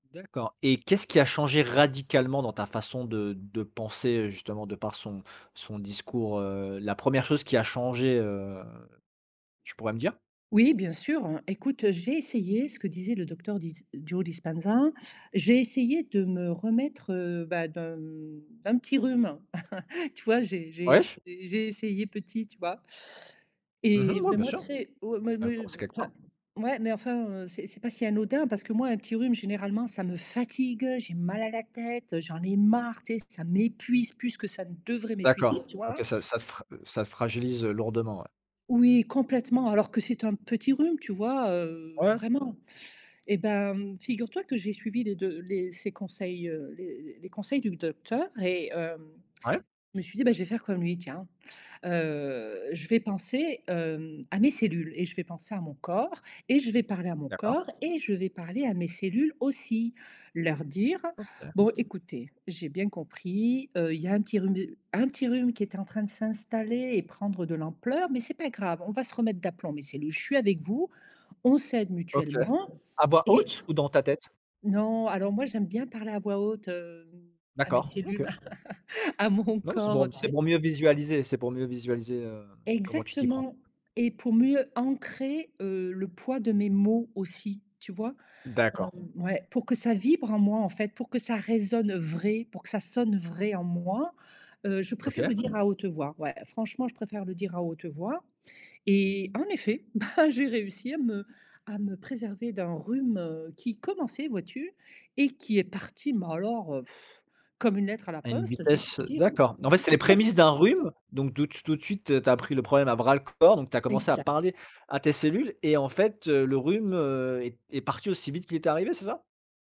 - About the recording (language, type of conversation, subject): French, podcast, Quelles petites habitudes ont transformé ta façon de penser ?
- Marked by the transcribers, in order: stressed: "radicalement"; tapping; chuckle; stressed: "fatigue"; stressed: "marre"; stressed: "m'épuise"; other background noise; chuckle; laughing while speaking: "à mon corps"; stressed: "vrai"; laughing while speaking: "bah"; blowing; chuckle